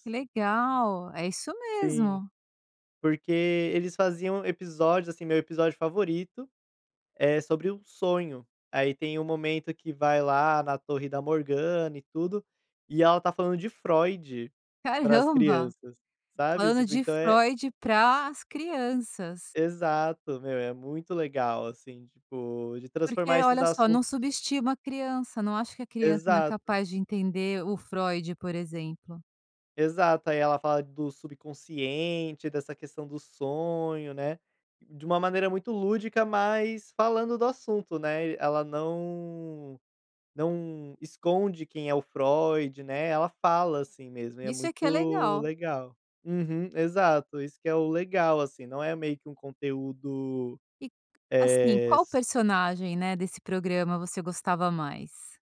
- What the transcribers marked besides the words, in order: tapping
- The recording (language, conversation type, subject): Portuguese, podcast, Qual programa da sua infância sempre te dá saudade?